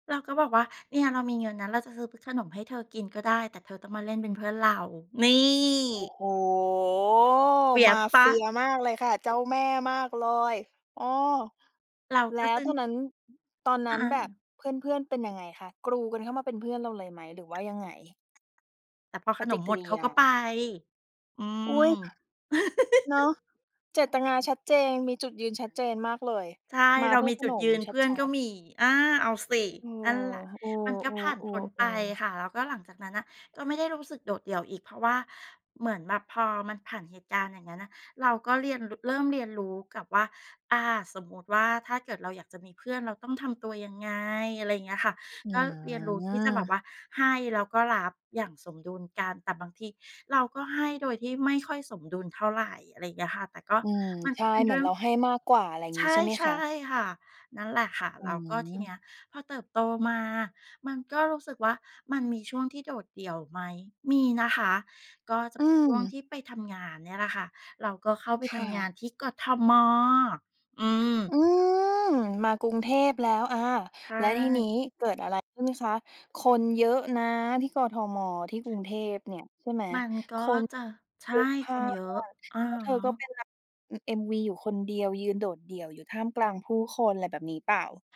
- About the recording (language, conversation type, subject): Thai, podcast, คุณเคยรู้สึกโดดเดี่ยวทั้งที่มีคนอยู่รอบตัวไหม และอยากเล่าให้ฟังไหม?
- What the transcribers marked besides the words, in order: stressed: "นี่"; drawn out: "โฮ"; tapping; other background noise; chuckle; drawn out: "อืม"; drawn out: "อืม"